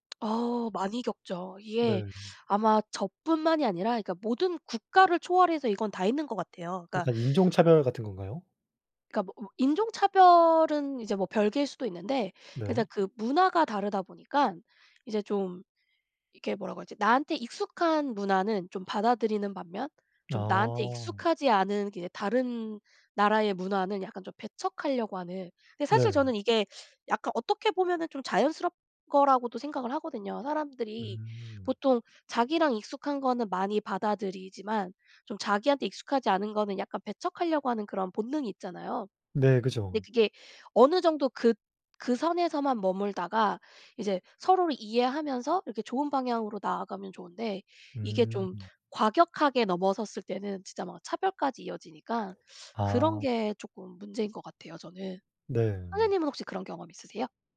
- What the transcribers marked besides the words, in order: other background noise; teeth sucking; tapping
- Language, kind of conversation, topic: Korean, unstructured, 다양한 문화가 공존하는 사회에서 가장 큰 도전은 무엇일까요?